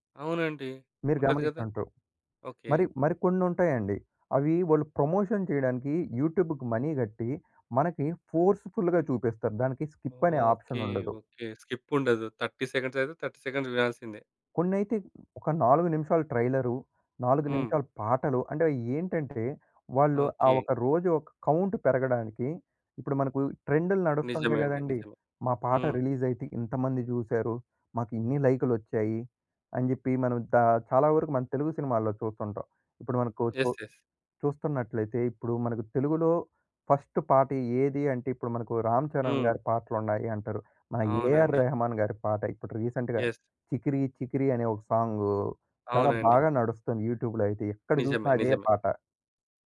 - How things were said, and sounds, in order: other background noise; in English: "ప్రమోషన్"; in English: "యూట్యూబ్‌కి మనీ"; in English: "ఫోర్స్ ఫుల్‌గా"; in English: "స్కిప్"; in English: "థర్టీ సెకండ్స్"; in English: "థర్టీ సెకండ్స్"; in English: "కౌంట్"; in English: "యెస్. యెస్"; in English: "ఫస్ట్"; in English: "రీసెంట్‌గా"; in English: "యెస్"; in English: "యూట్యూబ్‌లో"
- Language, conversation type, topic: Telugu, podcast, షేర్ చేసుకునే పాటల జాబితాకు పాటలను ఎలా ఎంపిక చేస్తారు?